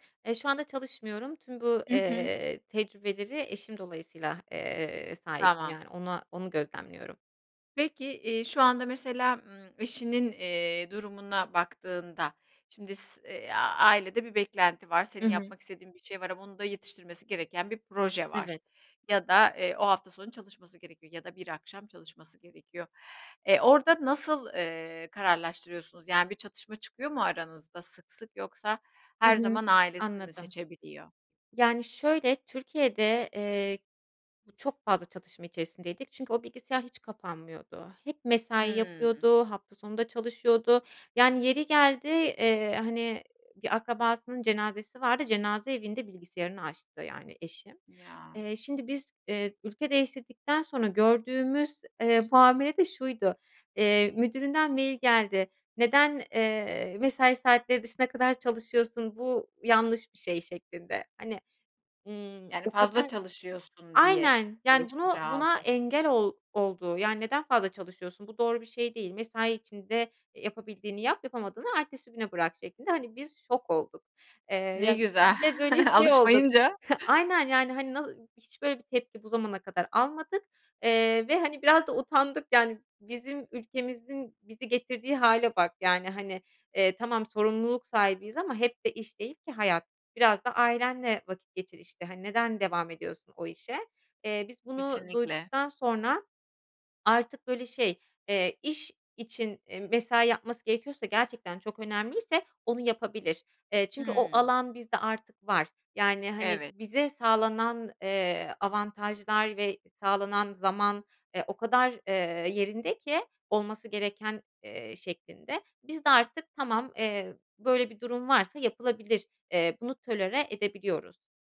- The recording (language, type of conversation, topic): Turkish, podcast, İş ve aile arasında karar verirken dengeyi nasıl kuruyorsun?
- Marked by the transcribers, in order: tapping; other background noise; chuckle